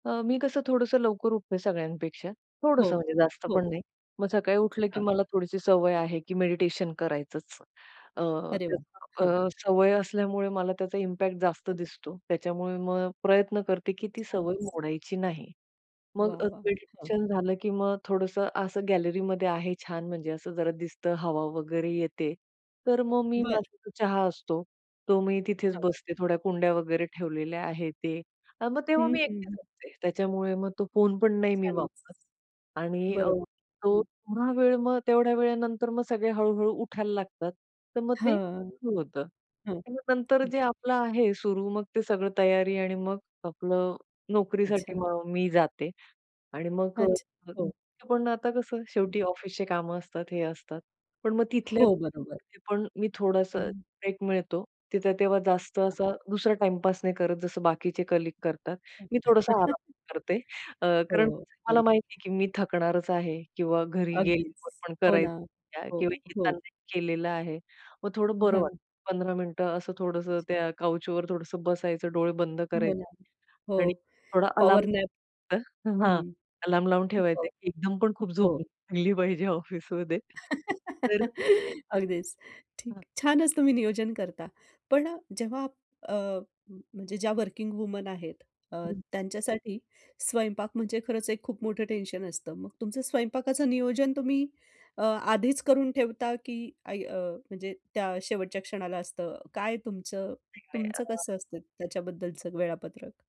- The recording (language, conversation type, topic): Marathi, podcast, कुटुंबासोबत आरोग्यवर्धक दिनचर्या कशी तयार कराल?
- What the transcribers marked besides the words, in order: other noise; in English: "इम्पॅक्ट"; tapping; other background noise; chuckle; in English: "काउचवर"; laugh; unintelligible speech